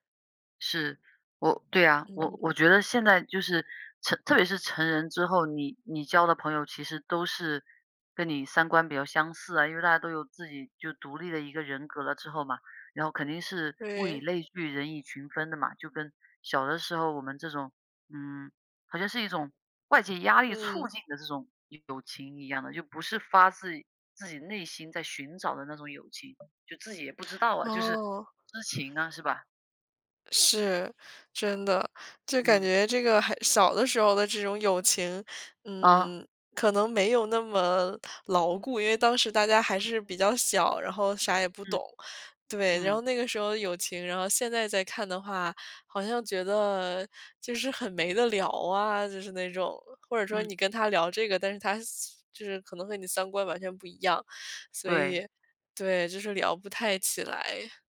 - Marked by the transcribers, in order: other background noise
- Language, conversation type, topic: Chinese, unstructured, 朋友之间如何保持长久的友谊？